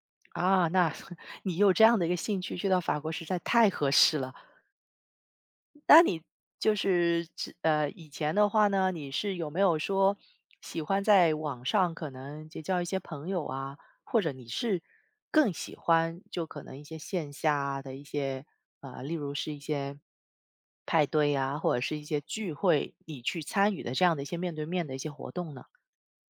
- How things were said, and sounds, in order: chuckle; tapping
- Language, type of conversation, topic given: Chinese, advice, 搬到新城市后感到孤单，应该怎么结交朋友？